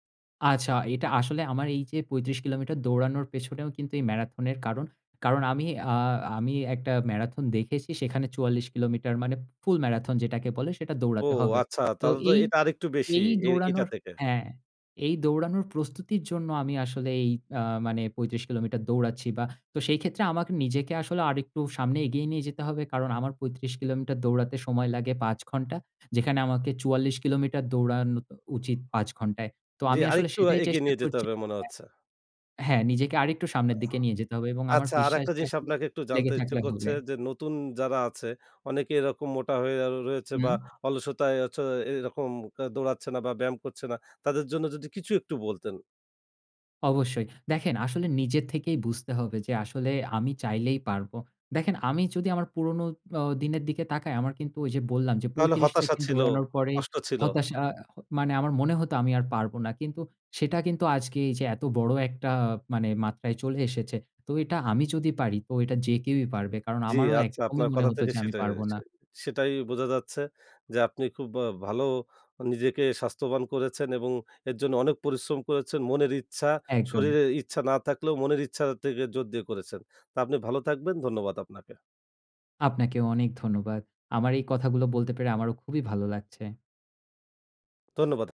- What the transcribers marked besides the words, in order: tapping; "দৌড়ানো" said as "দৌড়ান"
- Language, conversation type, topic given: Bengali, podcast, তুমি কীভাবে নিয়মিত হাঁটা বা ব্যায়াম চালিয়ে যাও?